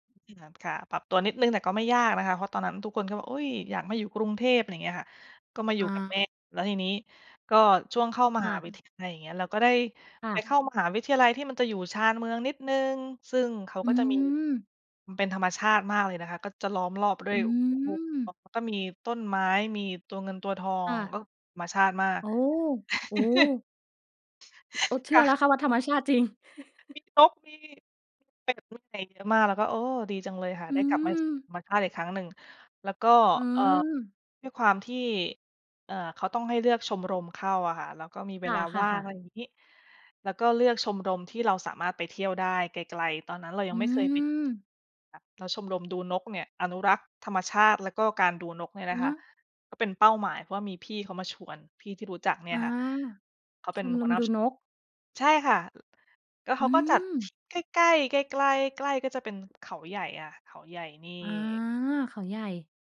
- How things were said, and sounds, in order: other background noise; tapping; laugh; chuckle
- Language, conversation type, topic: Thai, podcast, เล่าเหตุผลที่ทำให้คุณรักธรรมชาติได้ไหม?